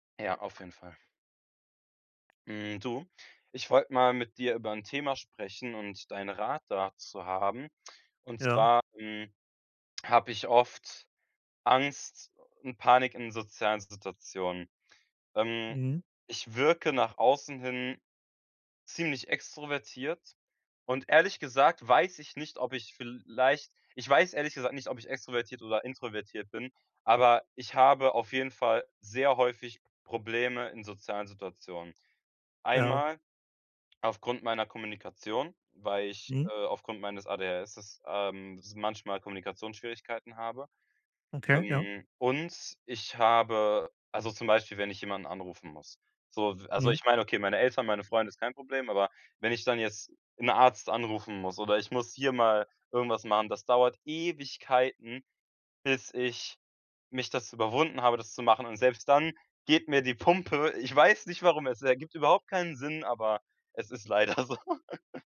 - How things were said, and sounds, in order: "ADHS" said as "ADHSes"; stressed: "Ewigkeiten"; laughing while speaking: "so"; laugh
- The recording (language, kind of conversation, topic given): German, advice, Wie kann ich mit Angst oder Panik in sozialen Situationen umgehen?